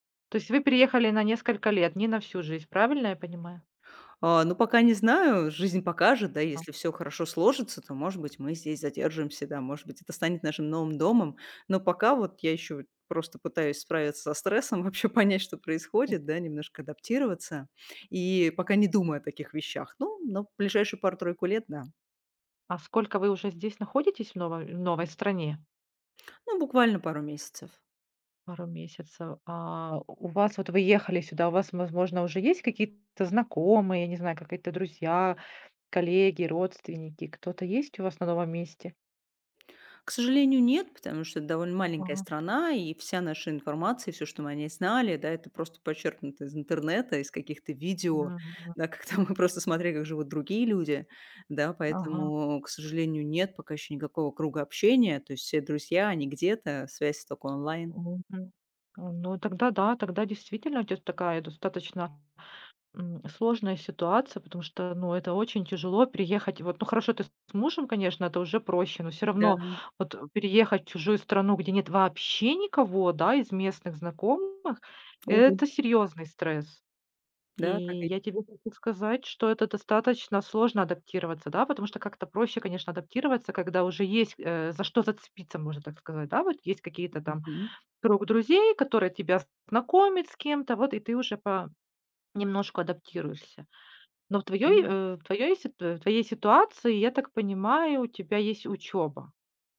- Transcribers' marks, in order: tapping; other noise; laughing while speaking: "там мы"
- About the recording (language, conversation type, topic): Russian, advice, Как проходит ваш переезд в другой город и адаптация к новой среде?